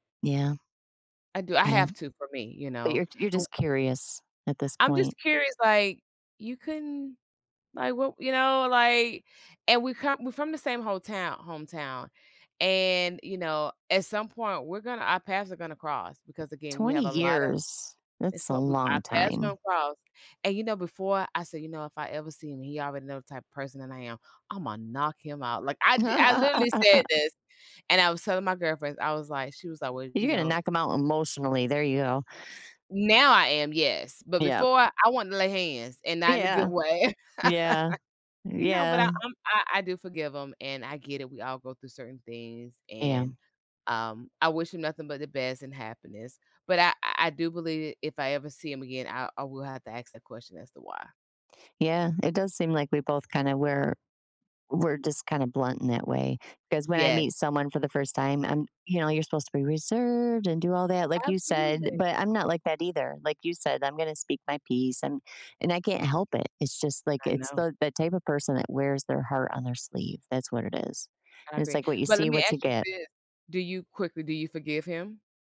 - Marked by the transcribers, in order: laugh; laugh
- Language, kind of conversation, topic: English, unstructured, How can I notice my own behavior when meeting someone's family?